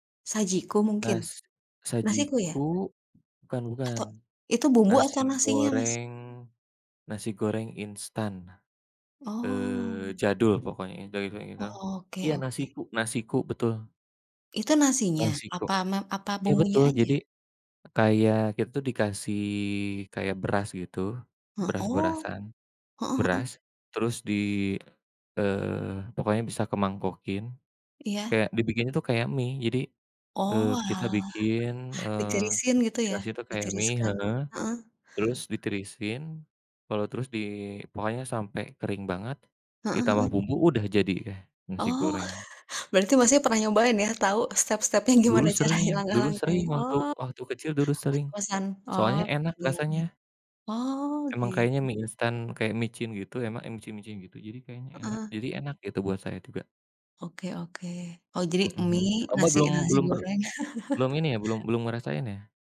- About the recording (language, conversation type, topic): Indonesian, unstructured, Apakah generasi muda terlalu sering mengonsumsi makanan instan?
- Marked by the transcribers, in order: other background noise; tapping; unintelligible speech; drawn out: "Oalah"; chuckle; laughing while speaking: "gimana caranya, langkah-langkahnya"; chuckle